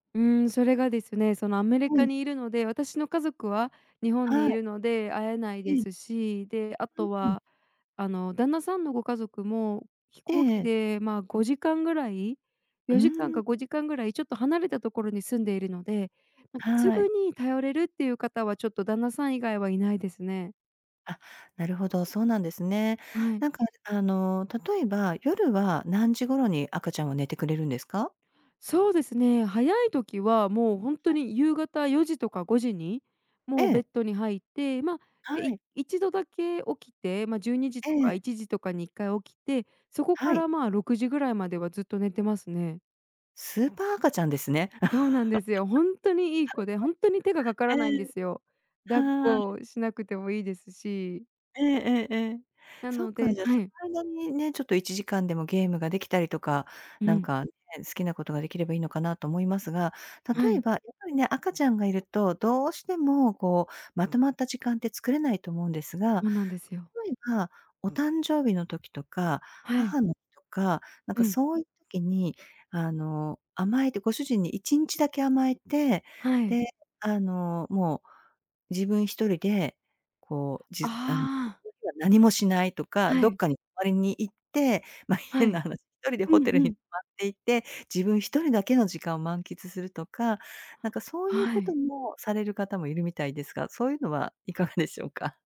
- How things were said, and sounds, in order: other background noise; laugh; unintelligible speech; laughing while speaking: "ま、変な話 ひとり でホテルに泊まっていて"; laughing while speaking: "いかがでしょうか？"
- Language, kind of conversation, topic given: Japanese, advice, 家事や育児で自分の時間が持てないことについて、どのように感じていますか？